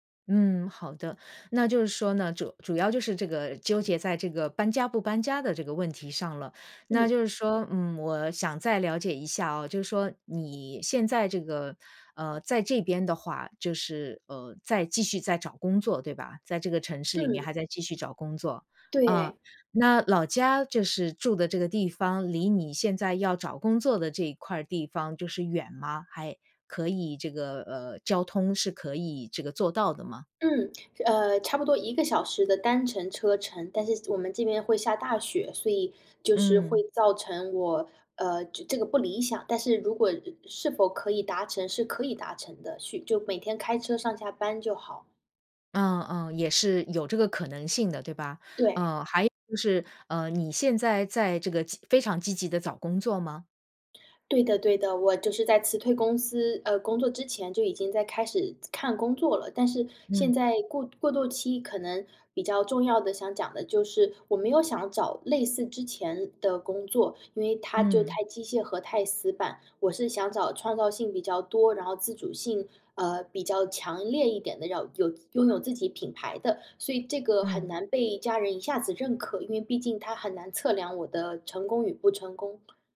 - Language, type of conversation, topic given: Chinese, advice, 在重大的决定上，我该听从别人的建议还是相信自己的内心声音？
- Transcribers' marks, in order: other background noise; tapping